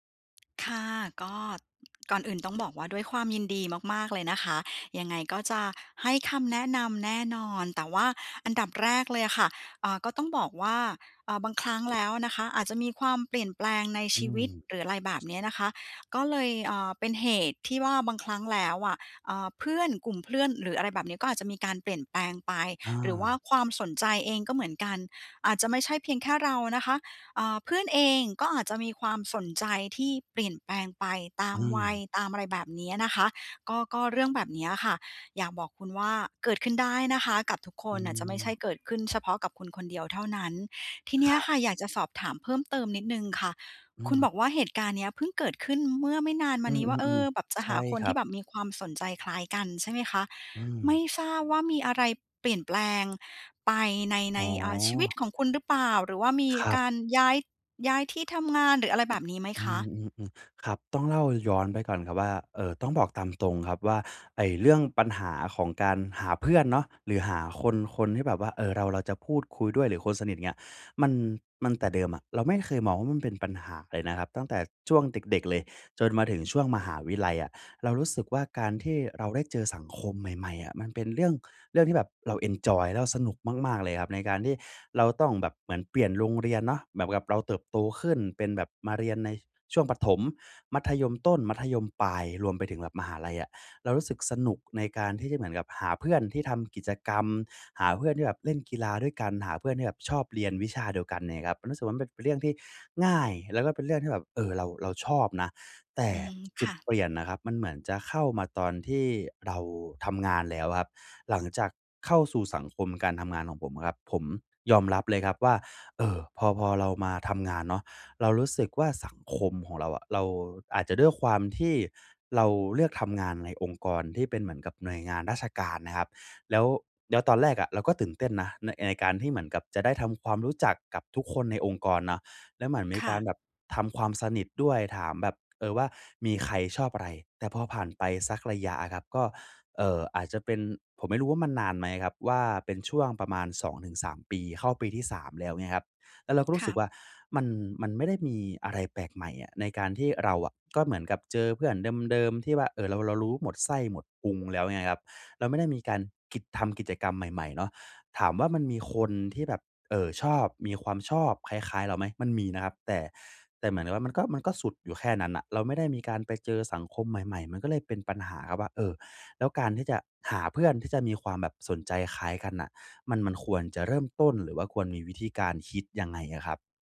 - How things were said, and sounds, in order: other background noise
- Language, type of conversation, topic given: Thai, advice, ฉันจะหาเพื่อนที่มีความสนใจคล้ายกันได้อย่างไรบ้าง?